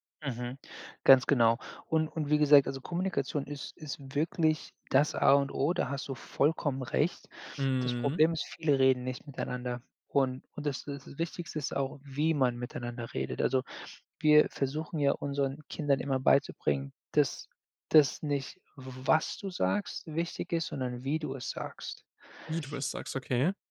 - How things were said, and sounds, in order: none
- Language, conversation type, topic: German, podcast, Wie teilt ihr Elternzeit und Arbeit gerecht auf?